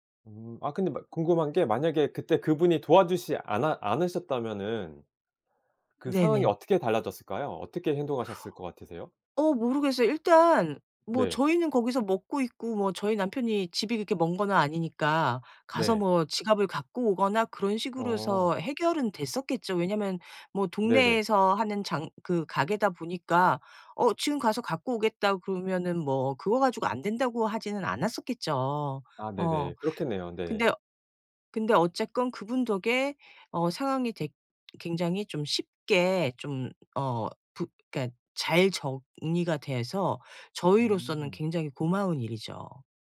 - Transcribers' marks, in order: none
- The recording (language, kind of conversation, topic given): Korean, podcast, 위기에서 누군가 도와준 일이 있었나요?